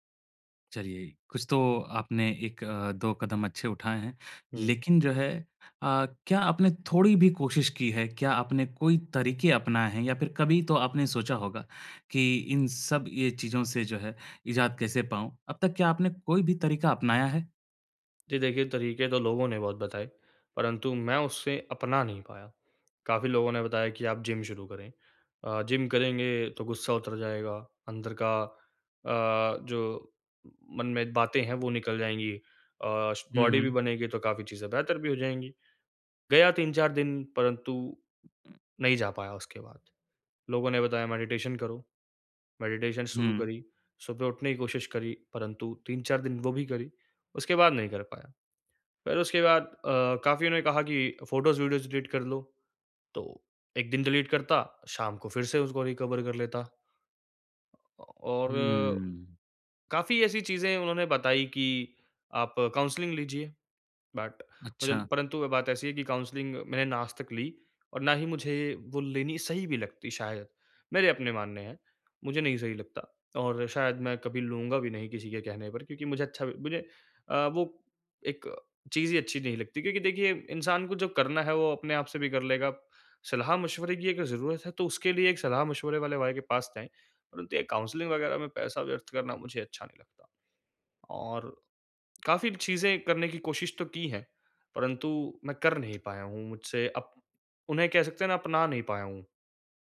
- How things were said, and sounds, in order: in English: "बॉडी"; other background noise; in English: "मेडिटेशन"; in English: "मेडिटेशन"; in English: "फ़ोटोज़, वीडियोज़ डिलीट"; in English: "डिलीट"; in English: "रिकवर"; in English: "काउंसलिंग"; in English: "बट"; in English: "काउंसलिंग"; in English: "काउंसलिंग"
- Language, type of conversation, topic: Hindi, advice, टूटे रिश्ते के बाद मैं आत्मिक शांति कैसे पा सकता/सकती हूँ और नई शुरुआत कैसे कर सकता/सकती हूँ?